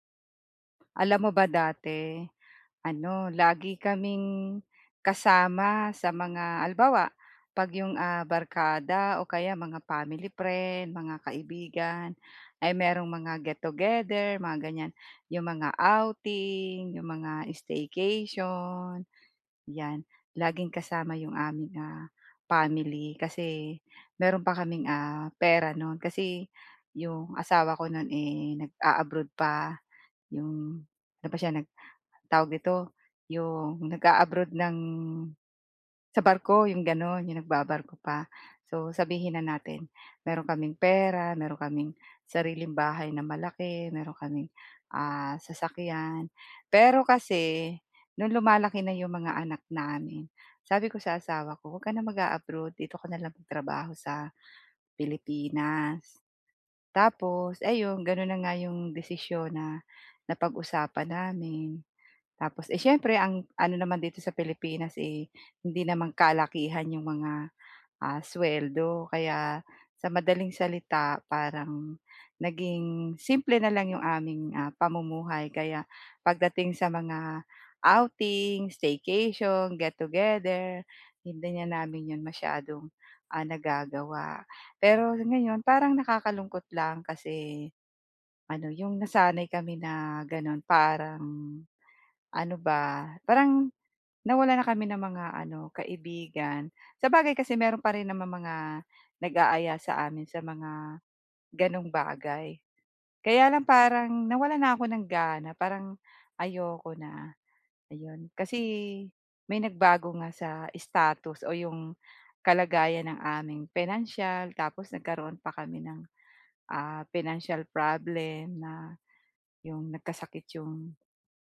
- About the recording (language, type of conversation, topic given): Filipino, advice, Paano ko haharapin ang damdamin ko kapag nagbago ang aking katayuan?
- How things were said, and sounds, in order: tapping